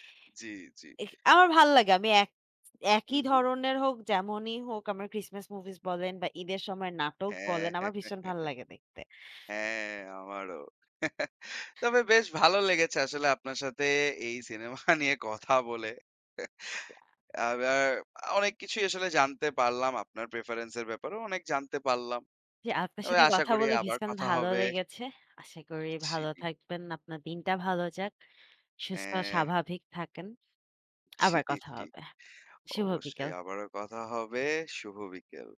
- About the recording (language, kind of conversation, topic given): Bengali, unstructured, কেন কিছু সিনেমা দর্শকদের মধ্যে অপ্রয়োজনীয় গরমাগরম বিতর্ক সৃষ্টি করে?
- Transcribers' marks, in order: tapping; chuckle; laughing while speaking: "সিনেমা নিয়ে"; chuckle; other background noise; laughing while speaking: "জি, জি"